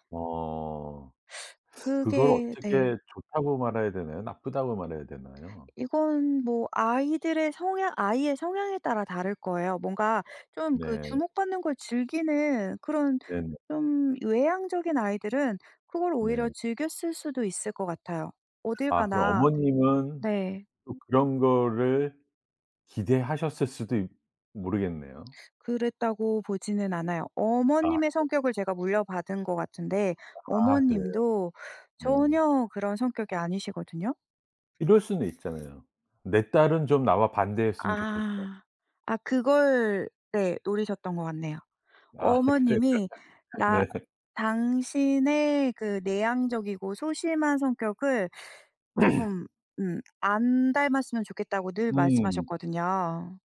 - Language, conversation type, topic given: Korean, podcast, 네 이름에 담긴 이야기나 의미가 있나요?
- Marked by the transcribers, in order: tapping; other background noise; laughing while speaking: "아, 그래요. 네"; throat clearing